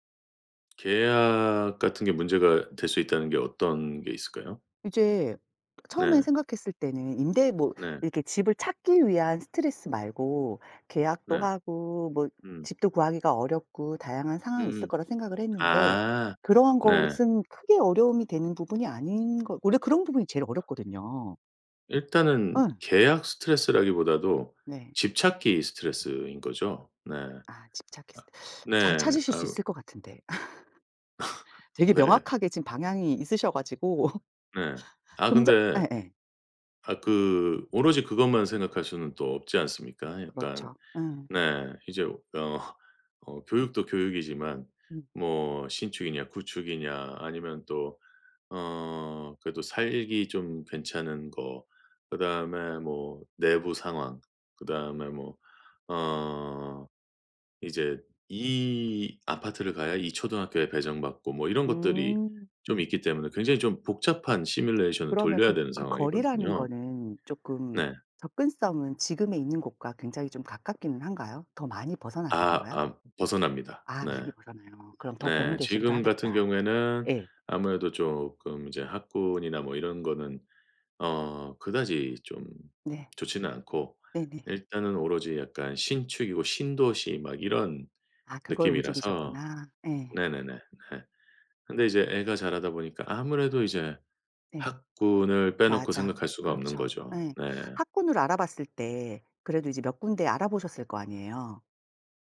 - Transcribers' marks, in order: other background noise; laugh; laughing while speaking: "네"; laugh; unintelligible speech
- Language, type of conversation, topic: Korean, advice, 새 도시에서 집을 구하고 임대 계약을 할 때 스트레스를 줄이려면 어떻게 해야 하나요?